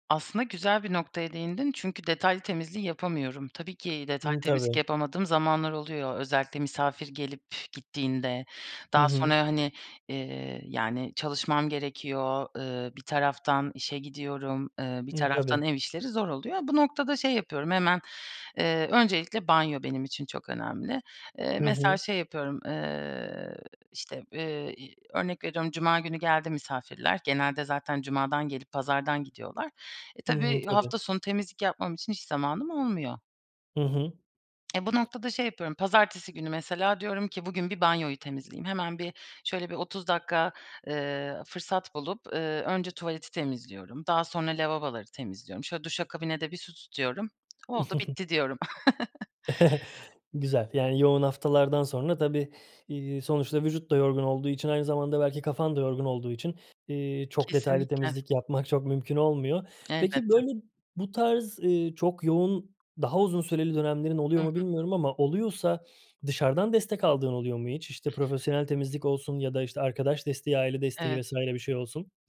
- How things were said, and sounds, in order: other background noise; tapping; chuckle
- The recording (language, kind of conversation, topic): Turkish, podcast, Haftalık temizlik planını nasıl oluşturuyorsun?